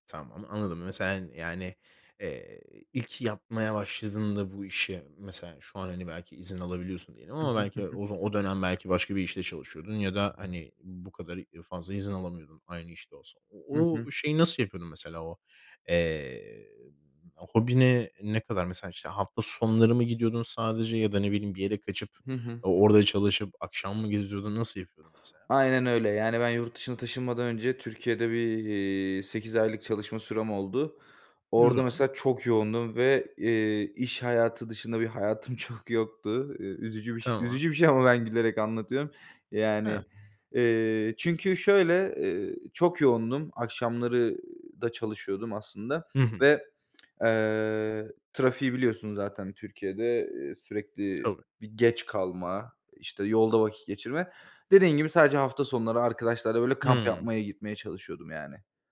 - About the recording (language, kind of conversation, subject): Turkish, podcast, Hobi ve iş hayatı arasında dengeyi nasıl kuruyorsun?
- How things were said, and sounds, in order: laughing while speaking: "çok"